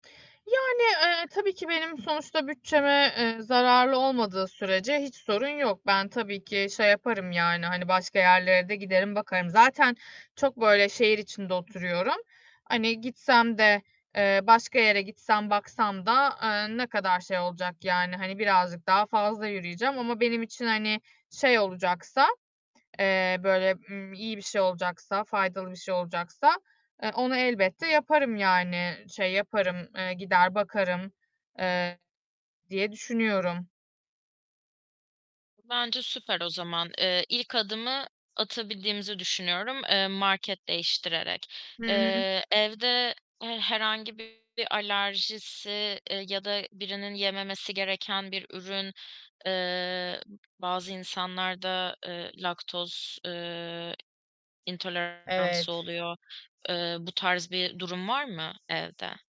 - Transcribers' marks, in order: other background noise; distorted speech; static
- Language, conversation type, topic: Turkish, advice, Bütçem kısıtlıyken sağlıklı ve uygun fiyatlı market alışverişini nasıl yapabilirim?
- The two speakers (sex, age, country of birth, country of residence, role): female, 25-29, Turkey, Italy, advisor; female, 35-39, Turkey, Finland, user